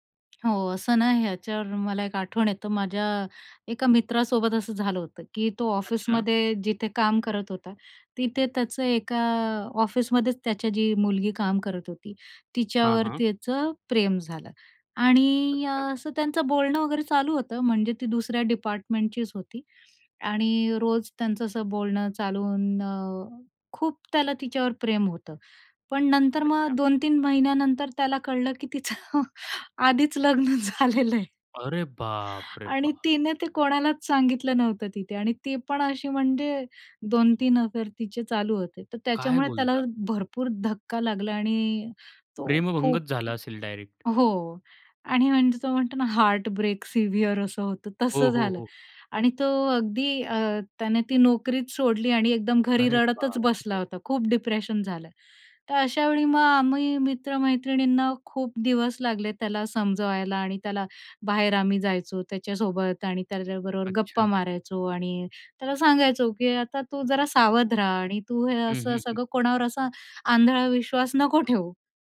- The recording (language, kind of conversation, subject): Marathi, podcast, प्रेमामुळे कधी तुमचं आयुष्य बदललं का?
- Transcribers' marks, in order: in English: "डिपार्टमेंटचीच"; laughing while speaking: "आधीच लग्न झालेलं आहे"; surprised: "अरे बाप रे! बाप"; in English: "अफेअर"; in English: "डायरेक्ट"; in English: "हार्टब्रेक सिव्हिअर"; in English: "डिप्रेशन"